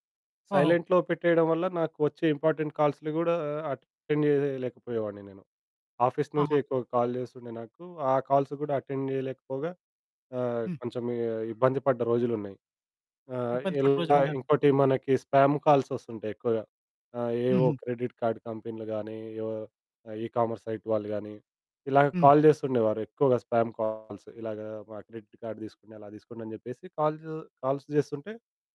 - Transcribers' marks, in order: in English: "సైలెంట్‌లో"; in English: "ఇంపార్టెంట్"; in English: "అటెండ్"; in English: "ఆఫీస్"; in English: "కాల్"; in English: "కాల్స్"; in English: "అటెండ్"; distorted speech; in English: "స్పామ్ కాల్స్"; other background noise; in English: "క్రెడిట్ కార్డ్"; in English: "ఈ కామర్స్ సైట్"; in English: "కాల్"; in English: "స్పామ్ కాల్స్"; in English: "క్రెడిట్ కార్డ్"; in English: "కాల్స్"
- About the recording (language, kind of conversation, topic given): Telugu, podcast, నోటిఫికేషన్లు మీ ఏకాగ్రతను ఎలా చెదరగొడతాయి?